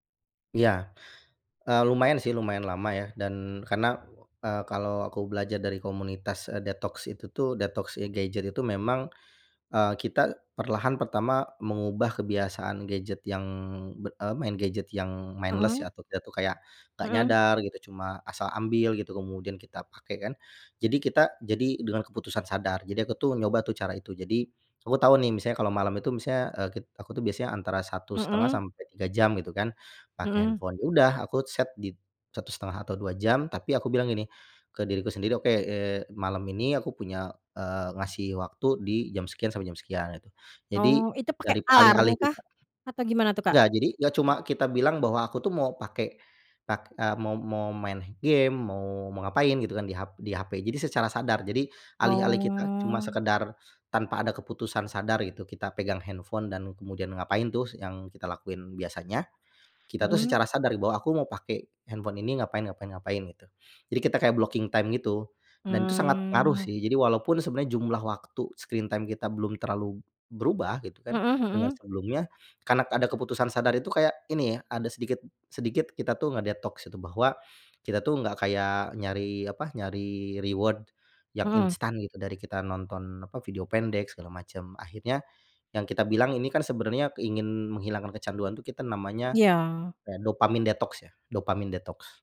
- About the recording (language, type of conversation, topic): Indonesian, podcast, Apa cara kamu membatasi waktu layar agar tidak kecanduan gawai?
- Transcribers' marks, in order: in English: "mindless"; "misalnya" said as "misnya"; in English: "blocking time"; drawn out: "Mmm"; in English: "screen time"; in English: "reward"